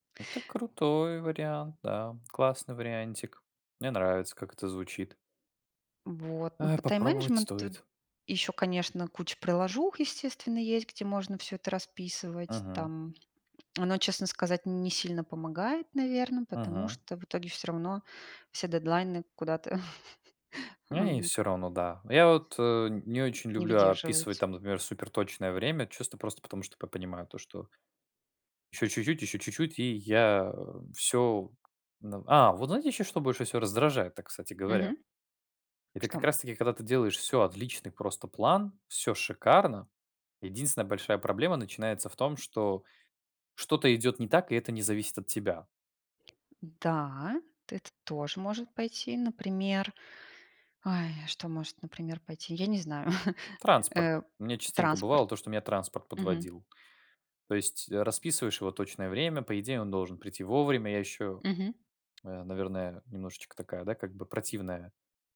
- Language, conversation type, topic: Russian, unstructured, Какие технологии помогают вам в организации времени?
- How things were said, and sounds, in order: other background noise; chuckle; tapping; sigh; chuckle